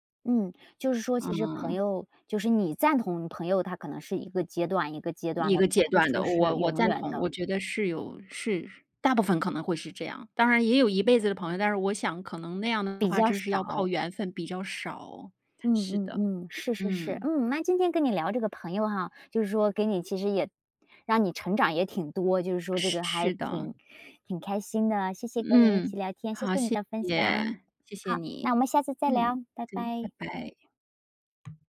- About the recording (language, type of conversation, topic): Chinese, podcast, 你能分享一次你和朋友闹翻后又和好的经历吗？
- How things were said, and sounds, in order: none